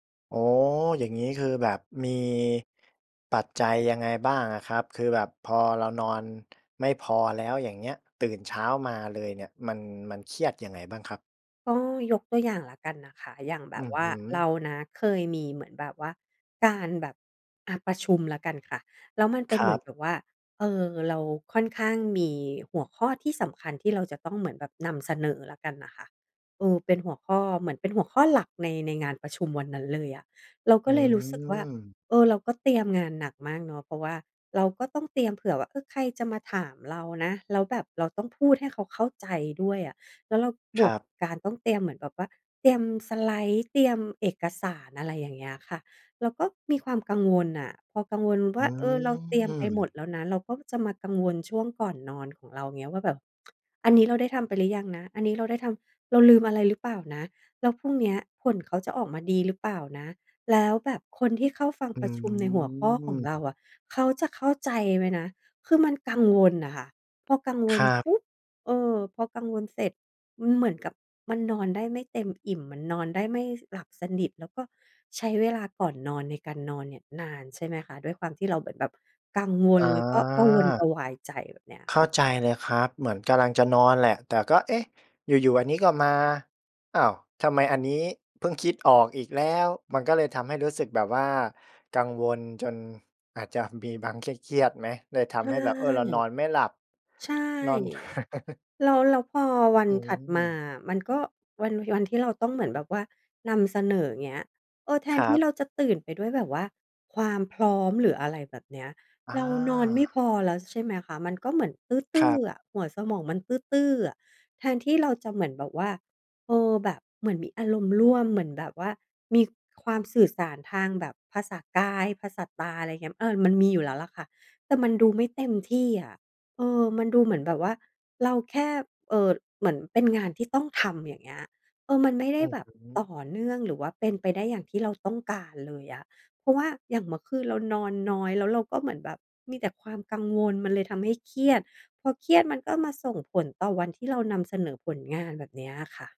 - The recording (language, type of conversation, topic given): Thai, podcast, การนอนของคุณส่งผลต่อความเครียดอย่างไรบ้าง?
- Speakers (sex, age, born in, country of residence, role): female, 40-44, Thailand, Thailand, guest; male, 25-29, Thailand, Thailand, host
- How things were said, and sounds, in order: tapping; drawn out: "อืม"; tsk; drawn out: "อืม"; laughing while speaking: "มีบาง เครียด ๆ ไหม ?"; chuckle; other background noise